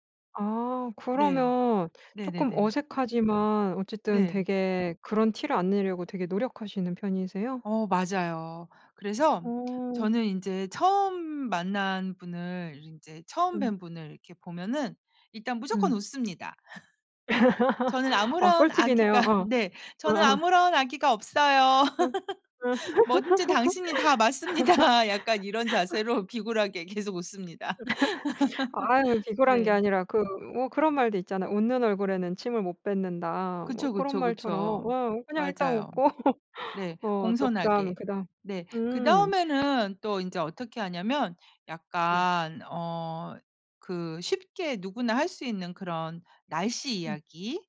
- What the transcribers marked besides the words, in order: other background noise; tapping; laugh; laugh; laughing while speaking: "맞습니다"; laugh; laughing while speaking: "비굴하게 계속 웃습니다"; laugh; laughing while speaking: "웃고"; laugh
- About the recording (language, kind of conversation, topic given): Korean, podcast, 처음 만난 사람과 자연스럽게 친해지려면 어떻게 해야 하나요?